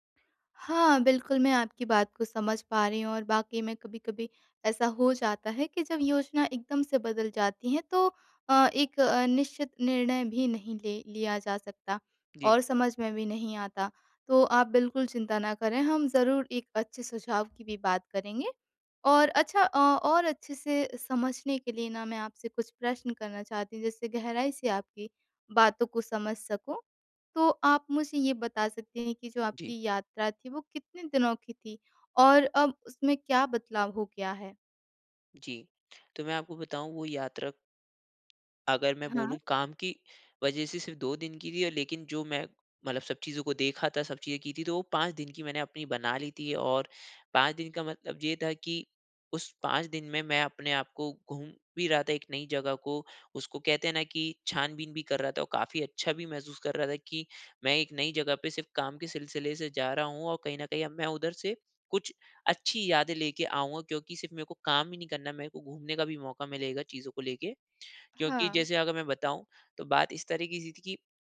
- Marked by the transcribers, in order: "वाक़ई" said as "बाकई"
- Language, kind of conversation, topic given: Hindi, advice, योजना बदलना और अनिश्चितता से निपटना